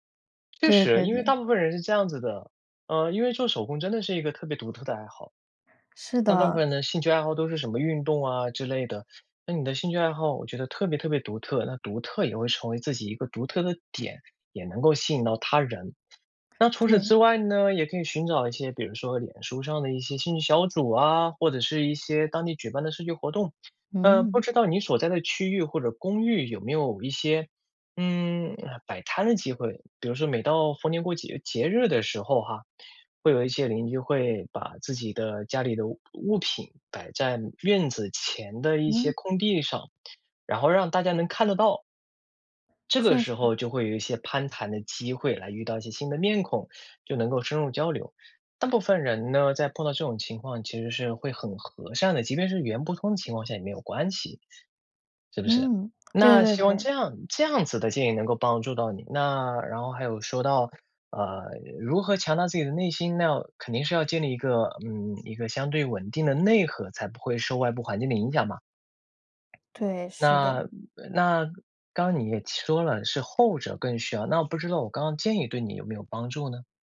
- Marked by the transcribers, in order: other background noise; tapping
- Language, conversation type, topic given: Chinese, advice, 搬到新城市后我感到孤单无助，该怎么办？